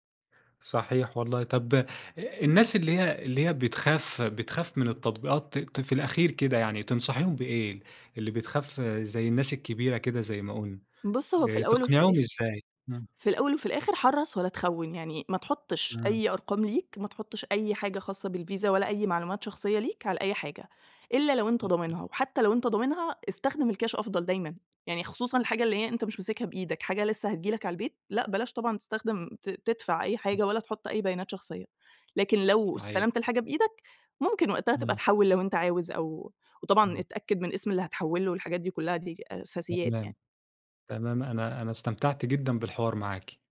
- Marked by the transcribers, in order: tapping; unintelligible speech
- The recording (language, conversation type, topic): Arabic, podcast, إيه التطبيق اللي ما تقدرش تستغنى عنه وليه؟